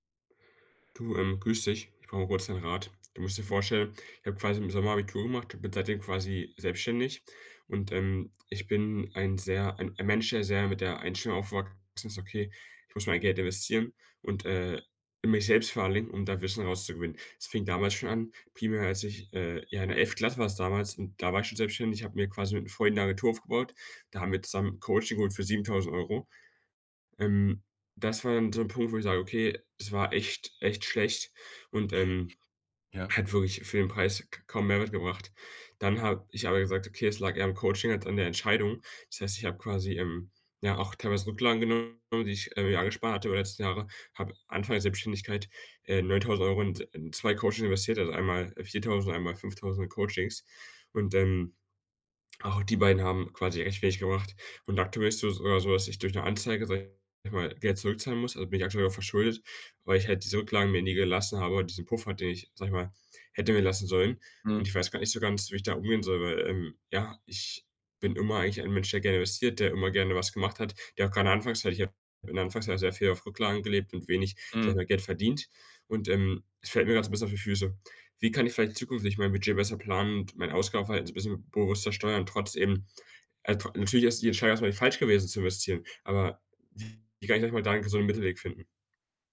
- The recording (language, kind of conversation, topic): German, advice, Wie kann ich mein Geld besser planen und bewusster ausgeben?
- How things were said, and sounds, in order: other background noise; unintelligible speech; sneeze